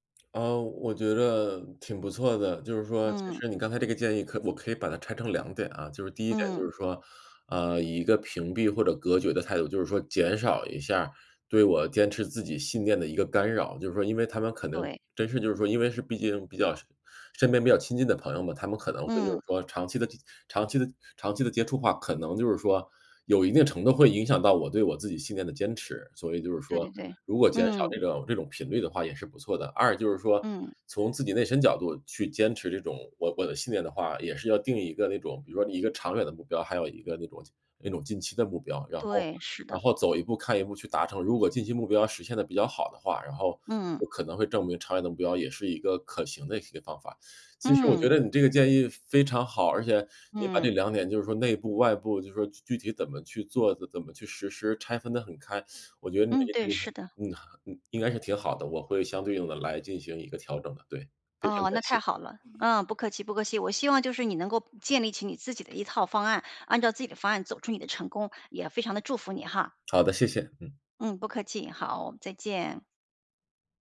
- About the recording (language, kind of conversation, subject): Chinese, advice, 我该如何在群体压力下坚持自己的信念？
- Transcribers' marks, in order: teeth sucking; other background noise